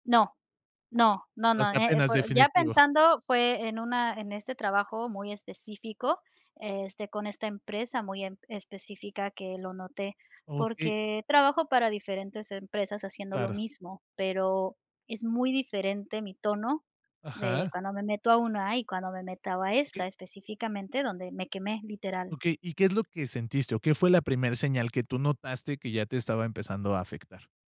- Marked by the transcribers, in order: "meta" said as "metaba"
- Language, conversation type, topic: Spanish, podcast, ¿Qué señales notas cuando empiezas a sufrir agotamiento laboral?